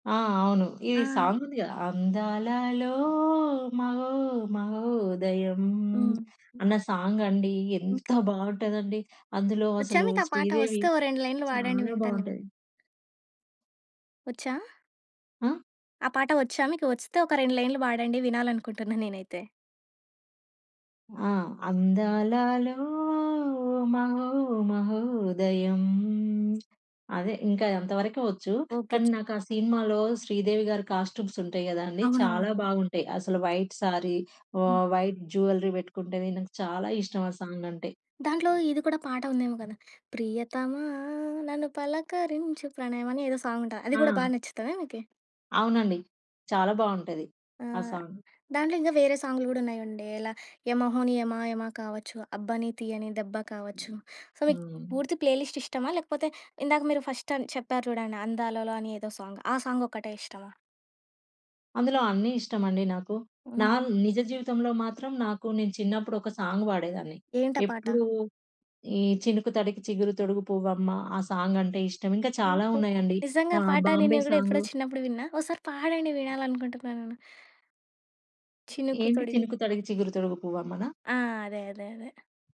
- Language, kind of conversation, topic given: Telugu, podcast, మీ చిన్నప్పటి రోజుల్లో మీకు అత్యంత ఇష్టమైన పాట ఏది?
- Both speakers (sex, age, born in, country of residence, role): female, 25-29, India, India, host; female, 40-44, India, India, guest
- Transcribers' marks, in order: in English: "సాంగ్"; singing: "అందాలలో మహో మహోదయం"; in English: "సాంగ్"; other background noise; tapping; "పాడండి" said as "వాడండి"; singing: "అందాలలో మహో మహోదయం"; in English: "కాస్ట్యూమ్స్"; in English: "వైట్ సారీ"; in English: "వైట్ జ్యువెల్లరీ"; in English: "సాంగ్"; singing: "ప్రియతమా నన్ను పలకరించు ప్రణయం"; in English: "సాంగ్"; in English: "సాంగ్"; in English: "సో"; in English: "ప్లే లిస్ట్"; in English: "ఫస్ట్"; in English: "సాంగ్"; in English: "సాంగ్"; in English: "సాంగ్"; "పాడేదాన్ని" said as "వాడేదాన్ని"; in English: "సాంగ్"